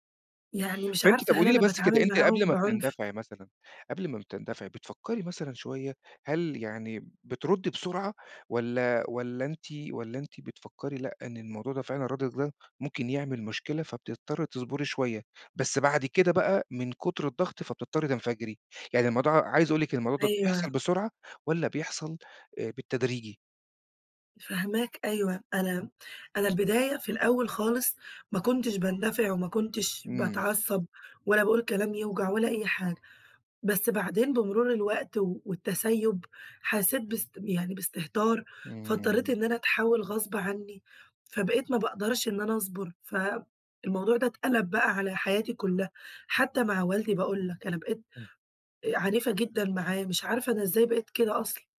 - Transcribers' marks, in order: tapping
- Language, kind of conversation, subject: Arabic, advice, إمتى آخر مرة تصرّفت باندفاع وندمت بعدين؟